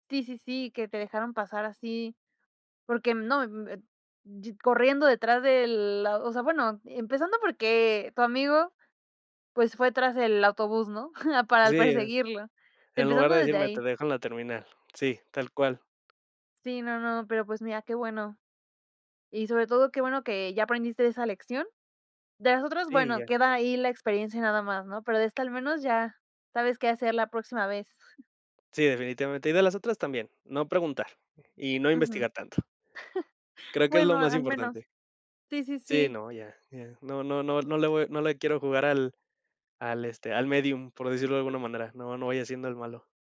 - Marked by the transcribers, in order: chuckle; chuckle; chuckle; chuckle
- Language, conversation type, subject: Spanish, podcast, ¿Alguna vez te llevaste un susto mientras viajabas y qué pasó?